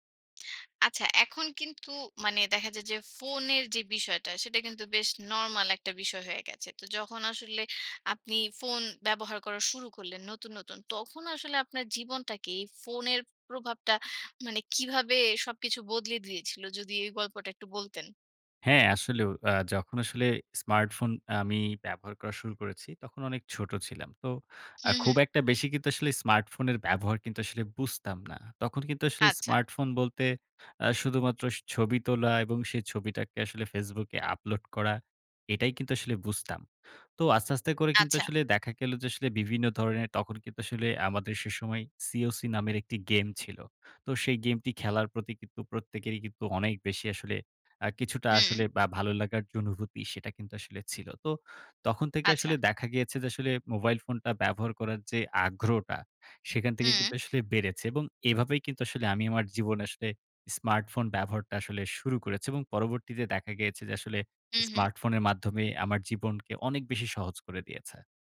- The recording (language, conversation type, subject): Bengali, podcast, তোমার ফোন জীবনকে কীভাবে বদলে দিয়েছে বলো তো?
- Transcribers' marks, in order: tapping